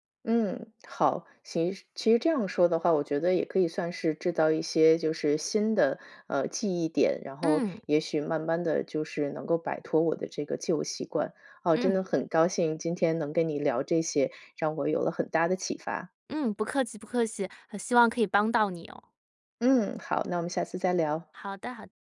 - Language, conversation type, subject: Chinese, advice, 为什么我总是无法摆脱旧习惯？
- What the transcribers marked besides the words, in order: none